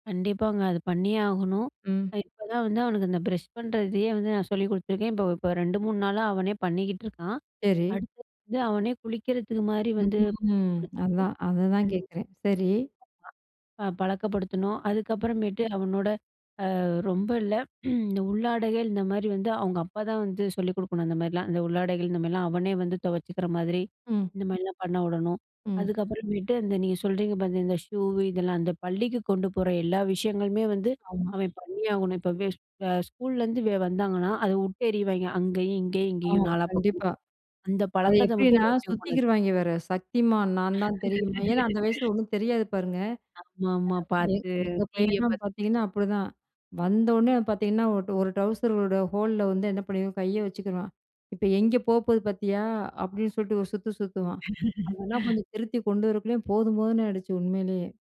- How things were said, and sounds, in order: in English: "பிரஷ்"; unintelligible speech; unintelligible speech; other background noise; throat clearing; unintelligible speech; "விட்டு" said as "உட்டு"; laugh; unintelligible speech; unintelligible speech; in English: "ஹோல்ல"; laugh
- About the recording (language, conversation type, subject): Tamil, podcast, பிள்ளைகளுக்கு நல்ல பழக்கங்கள் உருவாக நீங்கள் என்ன செய்கிறீர்கள்?